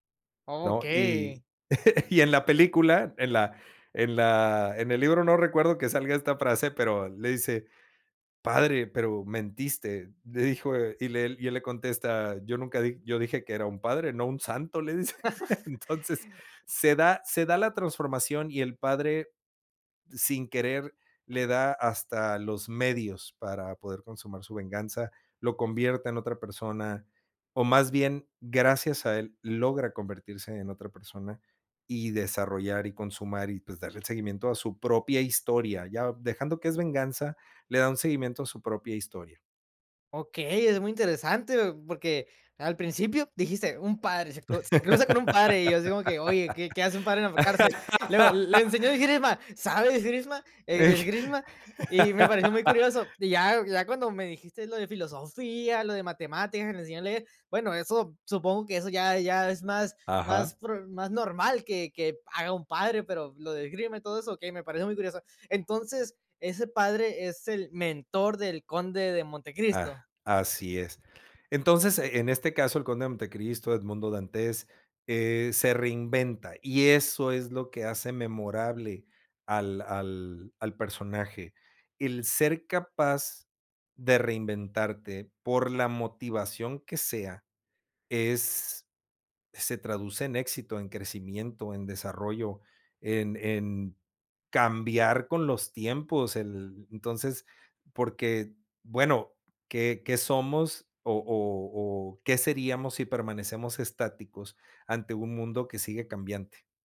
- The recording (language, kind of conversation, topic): Spanish, podcast, ¿Qué hace que un personaje sea memorable?
- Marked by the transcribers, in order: chuckle; laugh; chuckle; laugh; "esgrima" said as "esgrisma"; laugh; "dijiste" said as "dijistes"